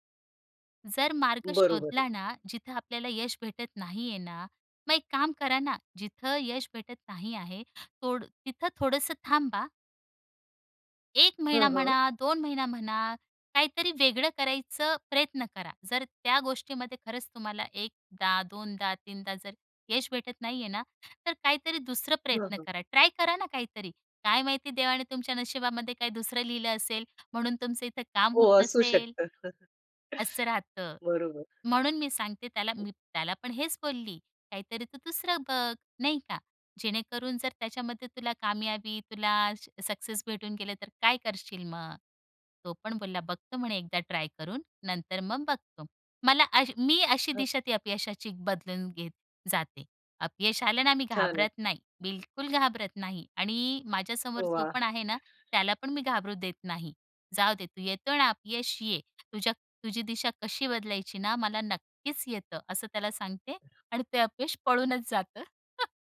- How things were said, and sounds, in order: chuckle; other background noise; in Hindi: "कामयाबी"; tapping; laughing while speaking: "पळूनच जातं"; chuckle
- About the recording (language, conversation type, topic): Marathi, podcast, कधी अपयशामुळे तुमची वाटचाल बदलली आहे का?